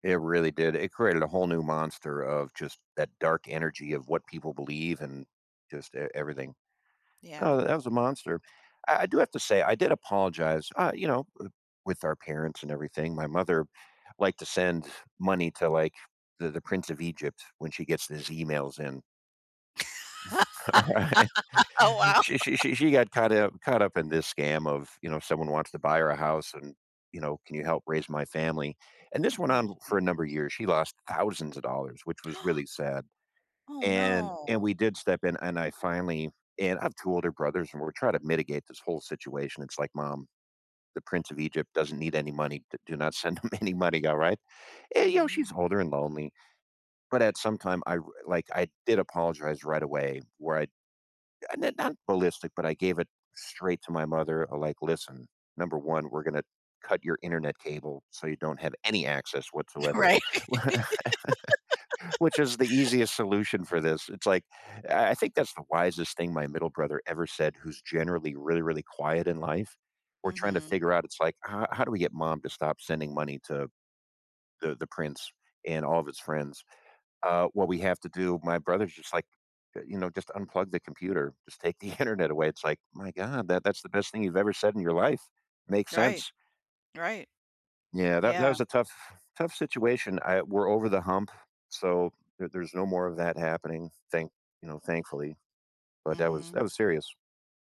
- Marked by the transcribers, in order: laugh; chuckle; laughing while speaking: "Alright?"; chuckle; stressed: "thousands"; gasp; other background noise; laughing while speaking: "him any"; chuckle; laughing while speaking: "Right"; laugh; tapping
- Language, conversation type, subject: English, unstructured, How do you deal with someone who refuses to apologize?
- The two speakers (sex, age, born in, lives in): female, 40-44, United States, United States; male, 50-54, United States, United States